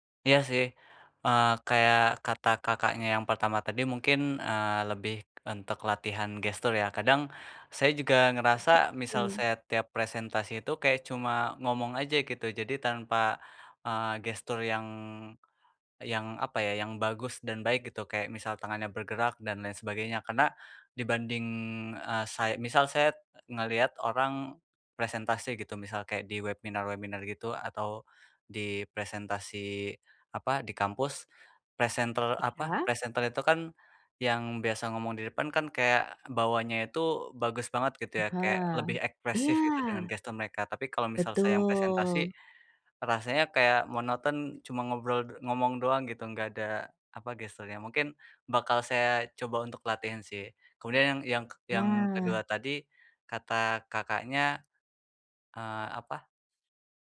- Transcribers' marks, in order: tapping; other background noise
- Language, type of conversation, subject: Indonesian, advice, Bagaimana cara mengatasi rasa gugup saat presentasi di depan orang lain?